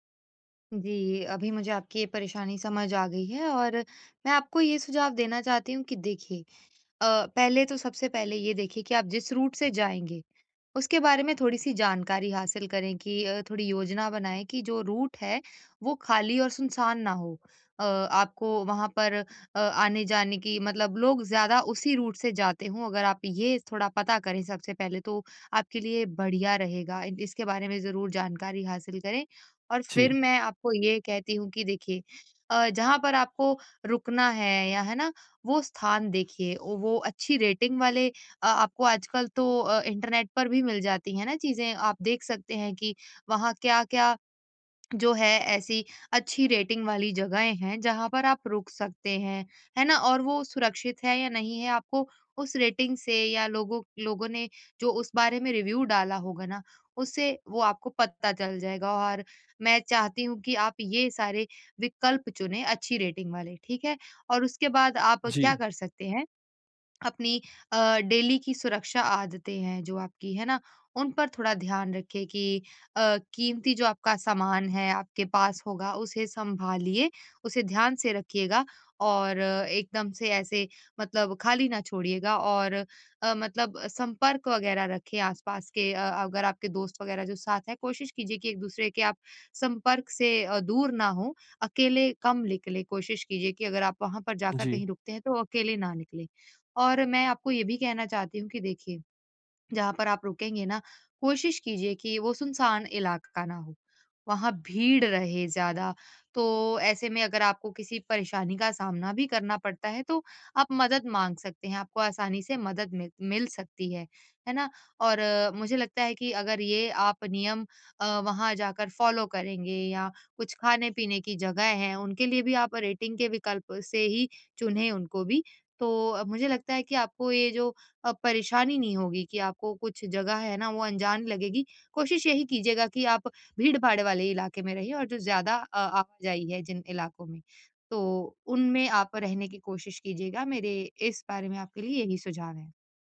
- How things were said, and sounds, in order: in English: "रूट"; in English: "रूट"; in English: "रूट"; in English: "रेटिंग"; in English: "रेटिंग"; in English: "रिव्यू"; in English: "रेटिंग"; in English: "डेली"; in English: "रेटिंग"
- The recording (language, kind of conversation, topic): Hindi, advice, मैं अनजान जगहों पर अपनी सुरक्षा और आराम कैसे सुनिश्चित करूँ?